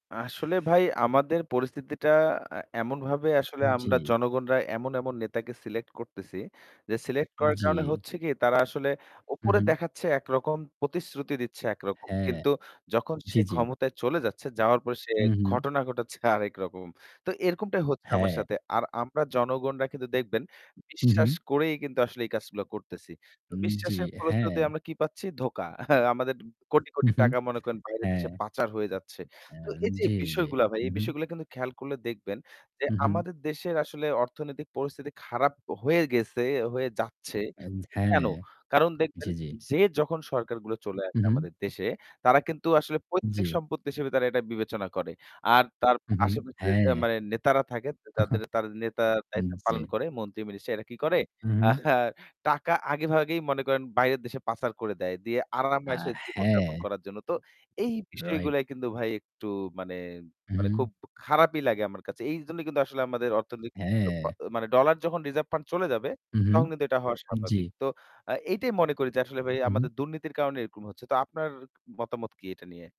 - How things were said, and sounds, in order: static; tapping; laughing while speaking: "আমাদের কোটি কোটি টাকা"; chuckle; chuckle
- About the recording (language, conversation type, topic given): Bengali, unstructured, দেশের বর্তমান অর্থনৈতিক পরিস্থিতি সম্পর্কে আপনার মতামত কী?
- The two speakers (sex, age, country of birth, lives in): male, 20-24, Bangladesh, Bangladesh; male, 30-34, Bangladesh, Bangladesh